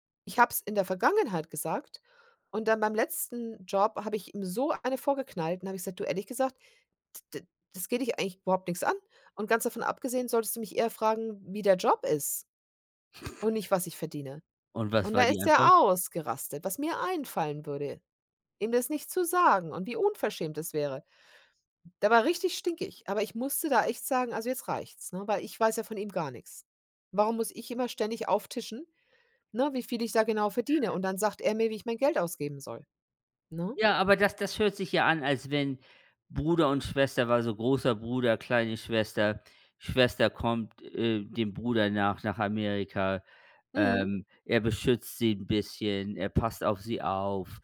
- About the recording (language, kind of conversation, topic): German, unstructured, Findest du, dass Geld ein Tabuthema ist, und warum oder warum nicht?
- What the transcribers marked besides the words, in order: other background noise; snort; put-on voice: "ausgerastet, was mir einfallen würde … und wie unverschämt"